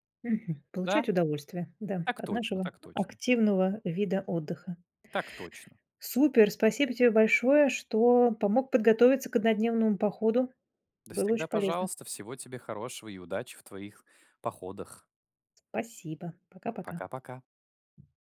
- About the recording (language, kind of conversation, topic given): Russian, podcast, Как подготовиться к однодневному походу, чтобы всё прошло гладко?
- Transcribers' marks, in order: tapping